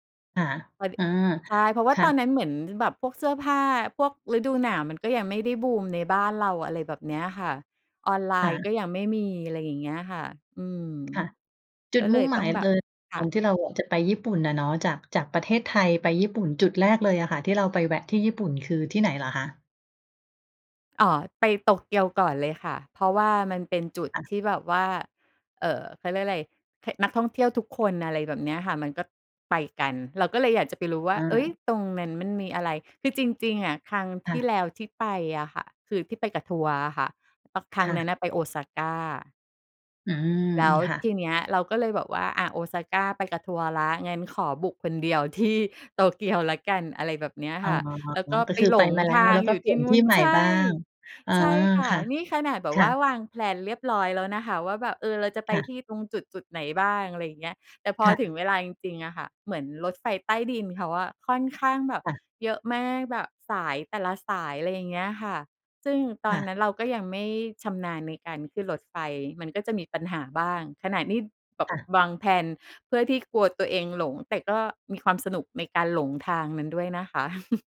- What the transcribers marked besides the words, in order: laughing while speaking: "ที่"; in English: "แพลน"; in English: "แพลน"; chuckle
- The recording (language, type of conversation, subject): Thai, podcast, คุณควรเริ่มวางแผนทริปเที่ยวคนเดียวยังไงก่อนออกเดินทางจริง?